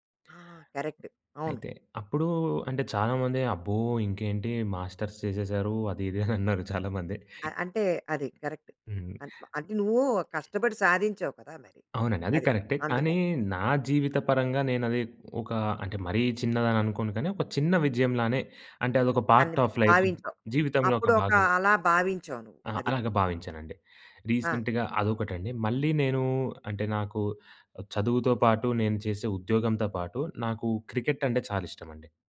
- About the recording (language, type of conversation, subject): Telugu, podcast, చిన్న విజయాలను నువ్వు ఎలా జరుపుకుంటావు?
- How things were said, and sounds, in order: in English: "కరెక్ట్"; tapping; in English: "మాస్టర్స్"; laughing while speaking: "అనన్నారు"; in English: "కరెక్ట్"; other background noise; in English: "పార్ట్ ఆఫ్ లైఫ్"; in English: "రీసెంట్‍గా"